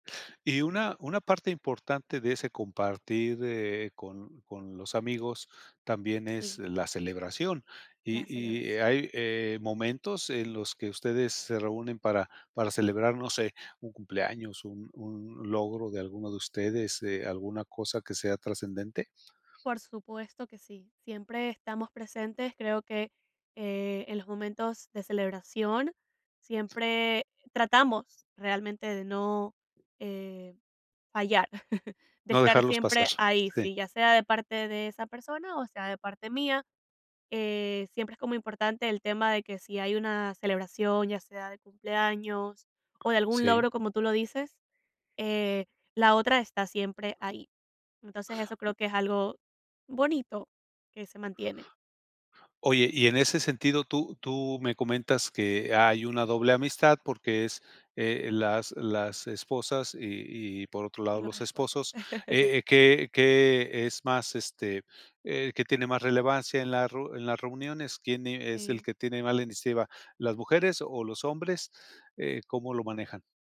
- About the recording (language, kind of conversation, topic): Spanish, podcast, ¿Cuál fue una amistad que cambió tu vida?
- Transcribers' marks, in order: other background noise; laugh; laugh